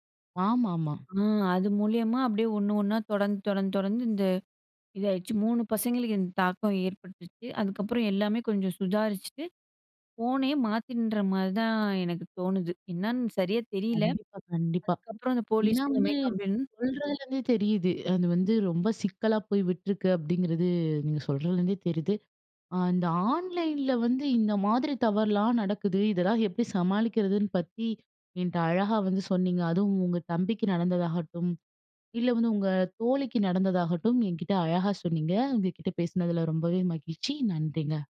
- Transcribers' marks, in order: other background noise; in English: "ஆன்லைன்ல"
- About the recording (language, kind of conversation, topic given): Tamil, podcast, ஒரு தவறு ஆன்லைனில் நடந்தால் அதை நீங்கள் எப்படி சமாளிப்பீர்கள்?